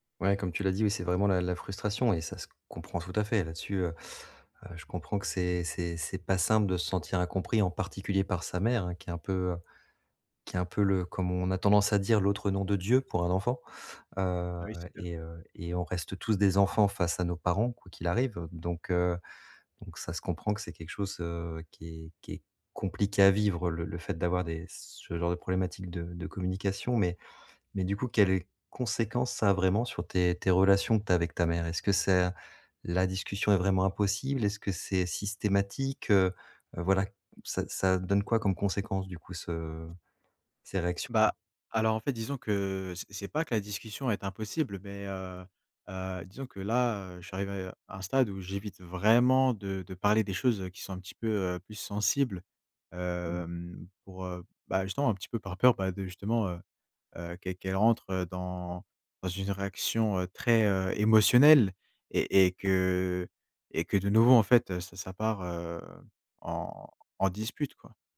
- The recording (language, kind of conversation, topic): French, advice, Comment gérer une réaction émotionnelle excessive lors de disputes familiales ?
- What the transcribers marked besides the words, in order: other background noise; stressed: "vraiment"